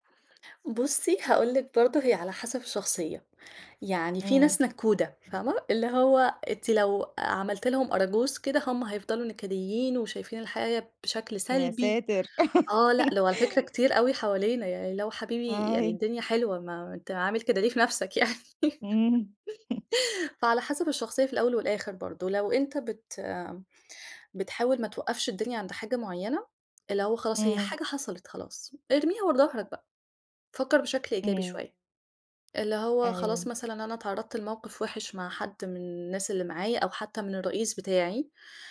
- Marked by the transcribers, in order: laugh; unintelligible speech; laughing while speaking: "يعني؟"; chuckle; other background noise; tapping
- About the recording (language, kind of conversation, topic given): Arabic, podcast, إزاي تحافظ على صحتك النفسية في الشغل؟